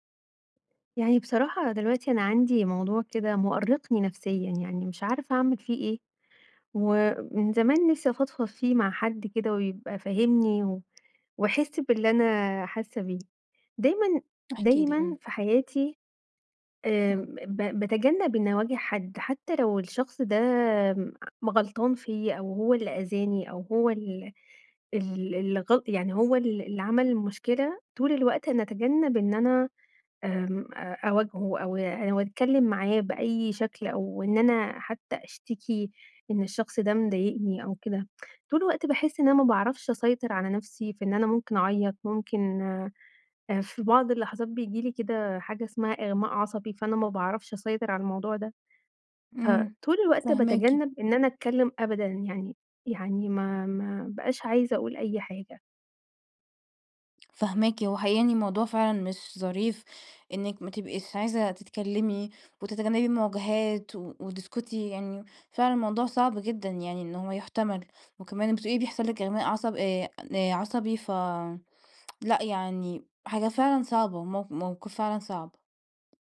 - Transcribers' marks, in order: tsk
- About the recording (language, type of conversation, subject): Arabic, advice, إزاي أبطل أتجنب المواجهة عشان بخاف أفقد السيطرة على مشاعري؟
- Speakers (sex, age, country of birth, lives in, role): female, 20-24, Egypt, Portugal, advisor; female, 35-39, Egypt, Egypt, user